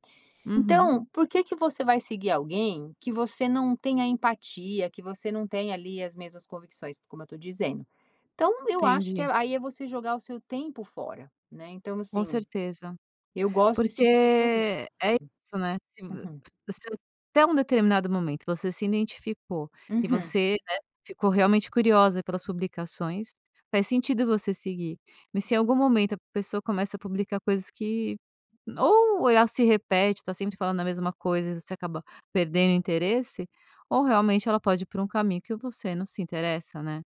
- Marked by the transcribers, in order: unintelligible speech
- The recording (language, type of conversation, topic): Portuguese, podcast, Como seguir um ícone sem perder sua identidade?